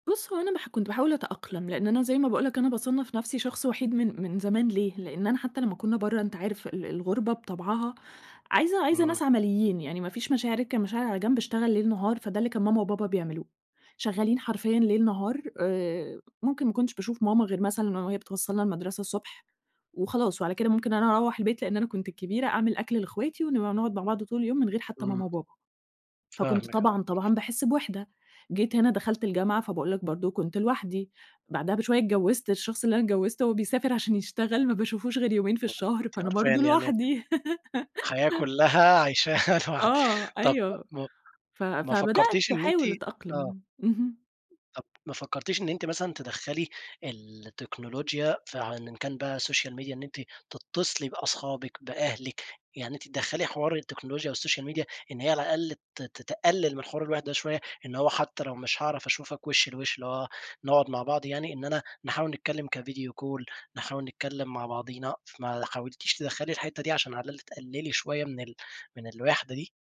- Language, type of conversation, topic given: Arabic, podcast, إيه اللي في رأيك بيخلّي الناس تحسّ بالوحدة؟
- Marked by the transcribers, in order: unintelligible speech; laughing while speaking: "الحياة كُلّها عَيشاها لوحدكِ"; laugh; in English: "السوشيال ميديا"; in English: "والسوشيال ميديا"; in English: "كفيديو كول"